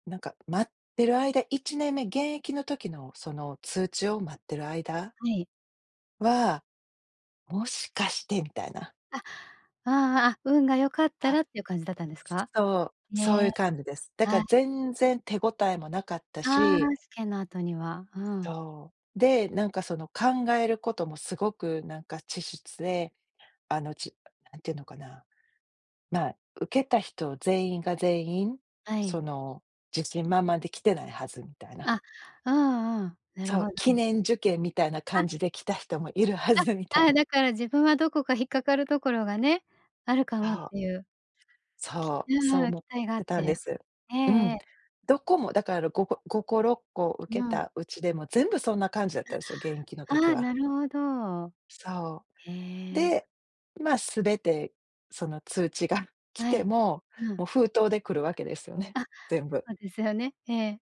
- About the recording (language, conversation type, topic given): Japanese, podcast, 学生時代に最も大きな学びになった経験は何でしたか？
- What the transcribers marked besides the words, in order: other background noise; "稚拙" said as "ちしつ"; chuckle